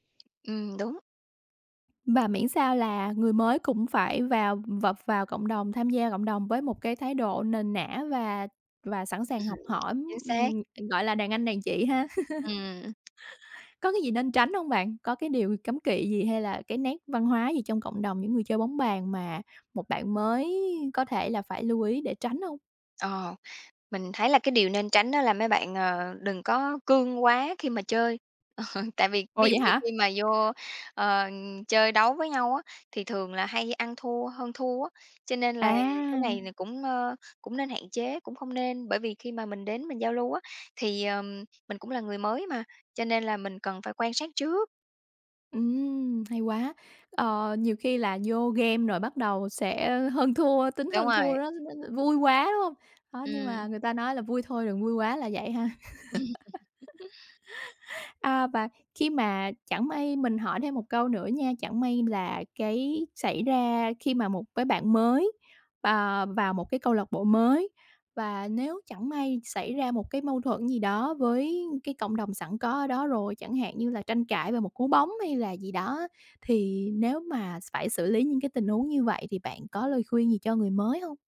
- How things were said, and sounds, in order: tapping; laugh; chuckle; laugh
- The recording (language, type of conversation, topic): Vietnamese, podcast, Bạn có mẹo nào dành cho người mới bắt đầu không?